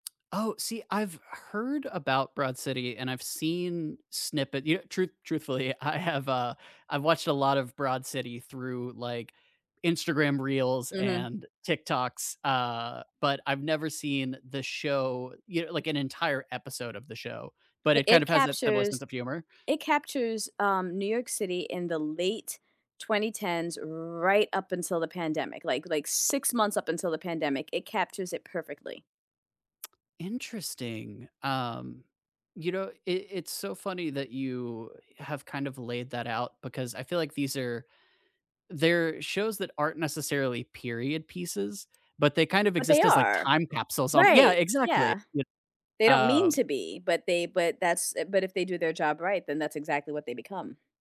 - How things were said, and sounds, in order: laughing while speaking: "truthfully, I have"; tsk
- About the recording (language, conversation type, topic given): English, unstructured, What underrated TV series would you recommend to everyone, and why do you think it appeals to so many people?